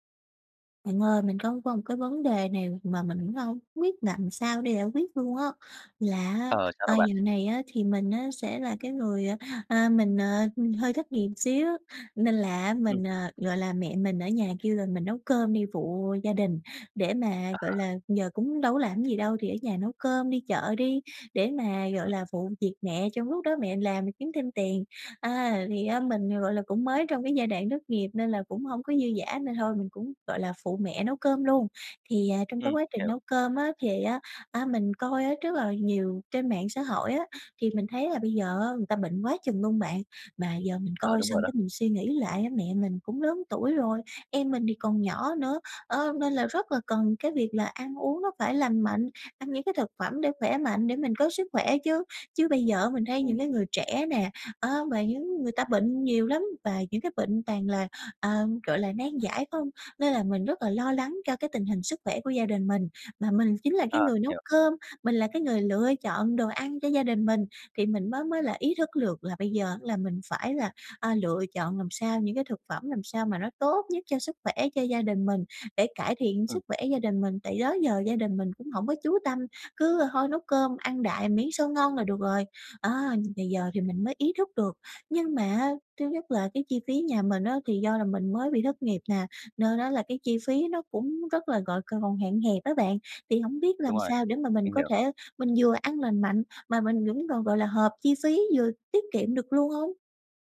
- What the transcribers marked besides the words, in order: "làm" said as "nàm"; other background noise; tapping; "cũng" said as "gũng"
- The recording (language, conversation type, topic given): Vietnamese, advice, Làm sao để mua thực phẩm lành mạnh mà vẫn tiết kiệm chi phí?